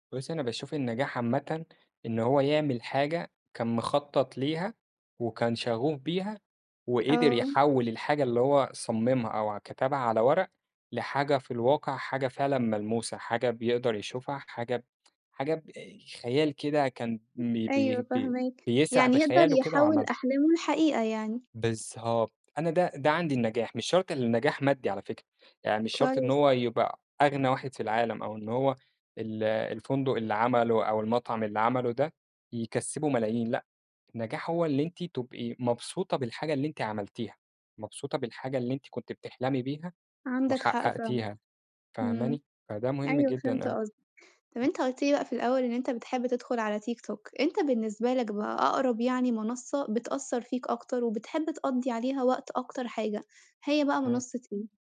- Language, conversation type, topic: Arabic, podcast, شو تأثير السوشال ميديا على فكرتك عن النجاح؟
- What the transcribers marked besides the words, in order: tapping